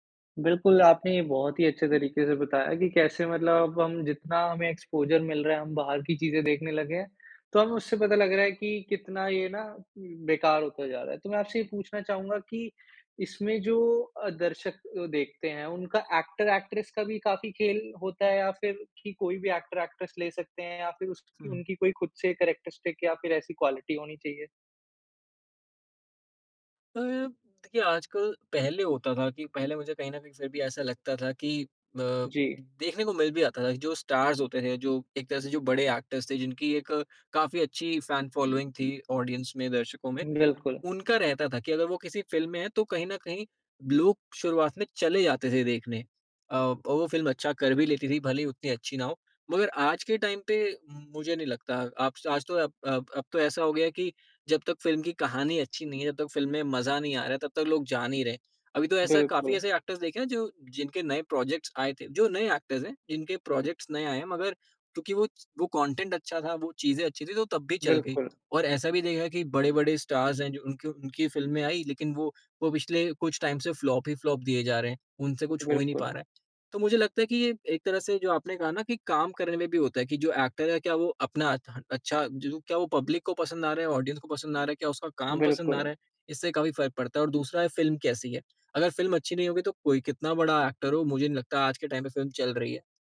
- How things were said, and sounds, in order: in English: "एक्सपोज़र"; in English: "एक्टर-एक्ट्रेस"; in English: "एक्टर-एक्ट्रेस"; in English: "कैरेक्टरिस्टिक"; in English: "क्वालिटी"; in English: "स्टार्स"; in English: "एक्टर्स"; in English: "फैन फ़ॉलोइंग"; in English: "ऑडियंस"; in English: "टाइम"; in English: "एक्टर्स"; in English: "प्रोजेक्ट्स"; in English: "एक्टर्स"; in English: "प्रोजेक्ट्स"; in English: "कॉटेंट"; in English: "स्टार्स"; in English: "टाइम"; in English: "फ्लॉप"; in English: "फ्लॉप"; in English: "एक्टर"; in English: "पब्लिक"; in English: "ऑडियंस"; in English: "एक्टर"; in English: "टाइम"
- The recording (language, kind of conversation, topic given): Hindi, podcast, नॉस्टैल्जिया ट्रेंड्स और रीबूट्स पर तुम्हारी क्या राय है?